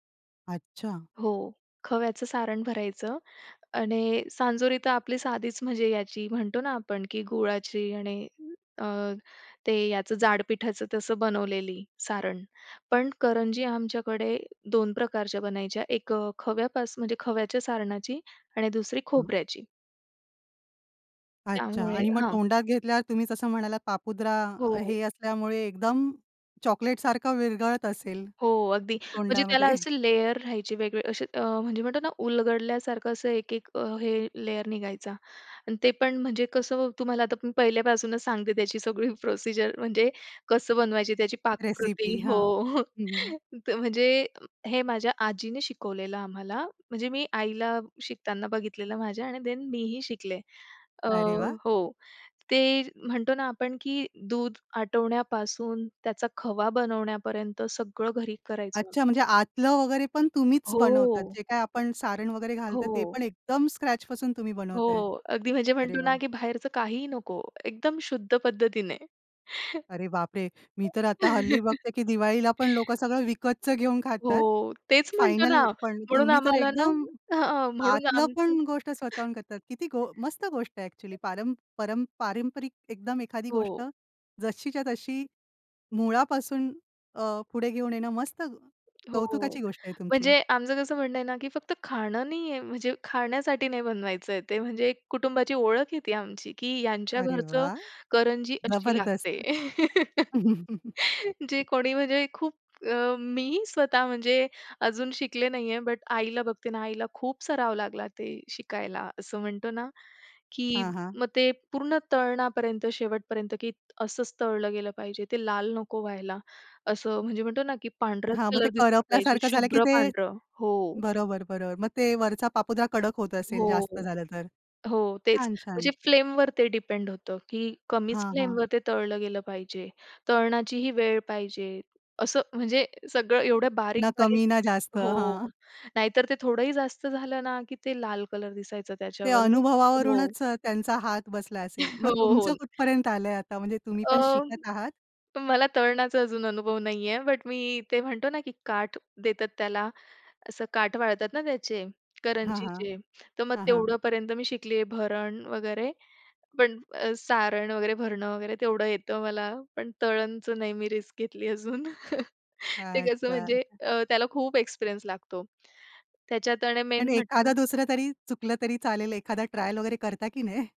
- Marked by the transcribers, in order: tapping; other background noise; chuckle; in English: "लेयर"; in English: "लेयर"; in English: "प्रोसिजर"; chuckle; in English: "देन"; chuckle; chuckle; unintelligible speech; laugh; chuckle; in English: "फ्लेमवर"; in English: "फ्लेमवर"; chuckle; in English: "रिस्क"; chuckle; in English: "मेन"; laughing while speaking: "नाय?"
- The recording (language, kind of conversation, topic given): Marathi, podcast, तुम्ही वारसा म्हणून पुढच्या पिढीस कोणती पारंपरिक पाककृती देत आहात?